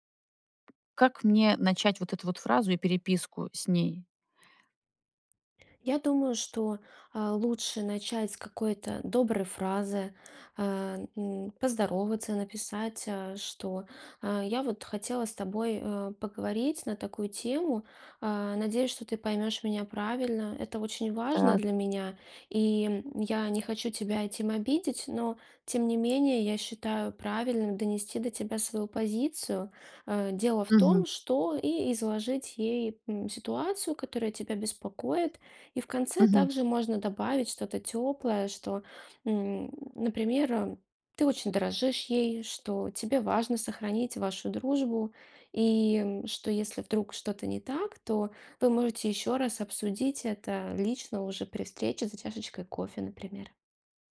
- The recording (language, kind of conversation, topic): Russian, advice, Как мне правильно дистанцироваться от токсичного друга?
- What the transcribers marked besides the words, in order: tapping